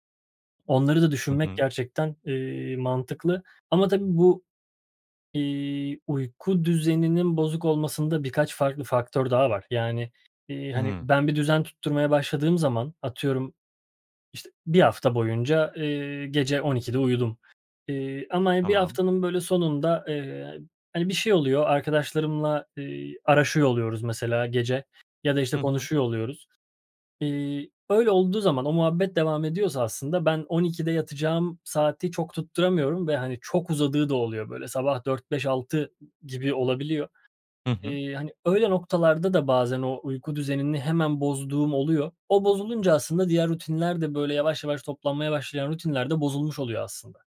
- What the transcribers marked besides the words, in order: none
- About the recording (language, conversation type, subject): Turkish, advice, Uyku saatimi düzenli hale getiremiyorum; ne yapabilirim?